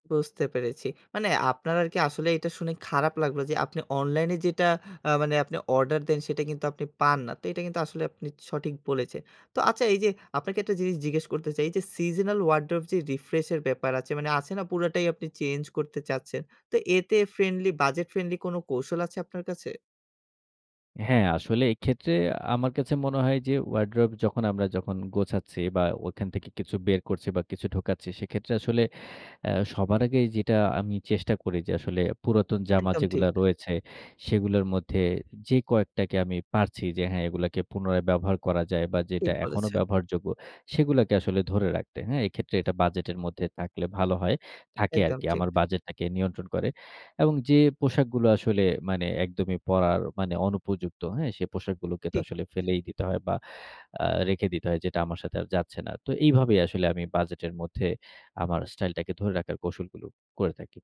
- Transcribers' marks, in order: in English: "seasonal wardrobe"; in English: "wardrobe"
- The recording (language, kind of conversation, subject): Bengali, podcast, বাজেটের মধ্যে স্টাইল বজায় রাখার আপনার কৌশল কী?